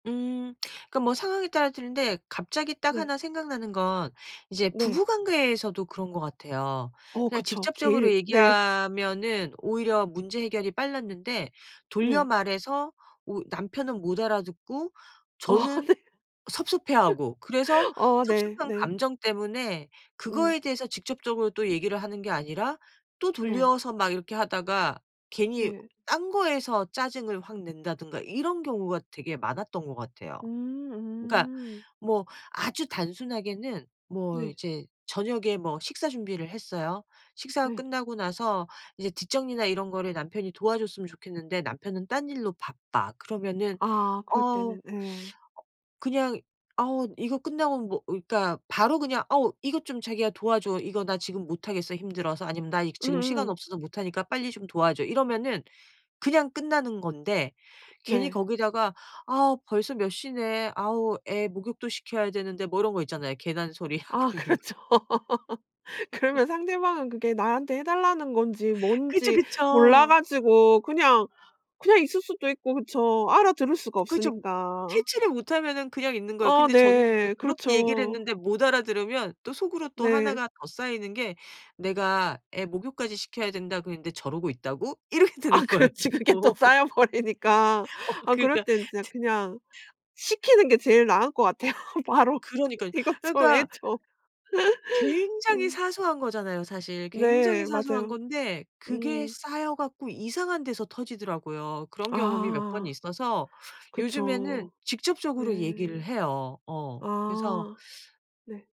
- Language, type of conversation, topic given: Korean, podcast, 평소에는 곧장 말하는 것이 더 편하신가요, 아니면 돌려 말하는 것이 더 편하신가요?
- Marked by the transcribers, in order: tapping; laughing while speaking: "어 네"; laugh; "그니까" said as "으이까"; laughing while speaking: "하고 있는 거"; laughing while speaking: "그렇죠"; laugh; in English: "Catch를"; other background noise; laughing while speaking: "그렇지. 그게 또 쌓여버리니까"; laughing while speaking: "이렇게 되는 거예요. 어 그니까"; laugh; laughing while speaking: "같아요. 바로 이것 좀 해줘"; laugh